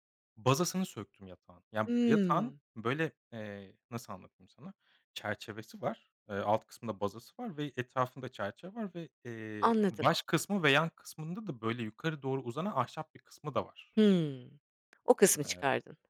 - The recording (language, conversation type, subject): Turkish, podcast, Dar bir evi daha geniş hissettirmek için neler yaparsın?
- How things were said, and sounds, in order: other background noise